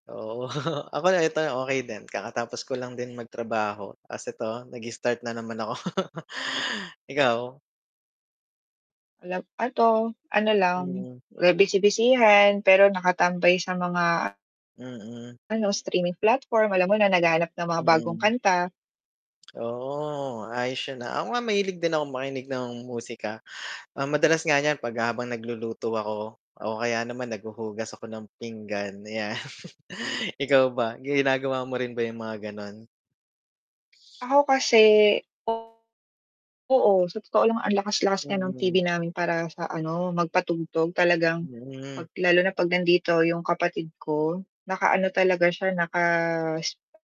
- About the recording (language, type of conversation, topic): Filipino, unstructured, Paano mo ibinabahagi ang paborito mong musika sa mga kaibigan mo?
- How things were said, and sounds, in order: laughing while speaking: "Oo"; tapping; laugh; static; distorted speech; other background noise; chuckle